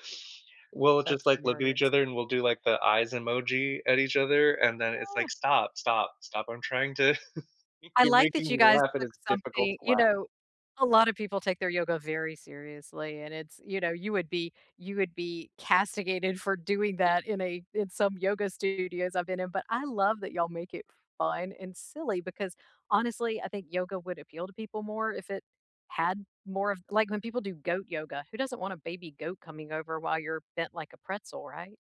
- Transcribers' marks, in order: chuckle; tapping
- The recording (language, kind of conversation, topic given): English, unstructured, How do you make exercise fun instead of a chore?
- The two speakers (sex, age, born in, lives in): female, 50-54, United States, United States; male, 35-39, United States, United States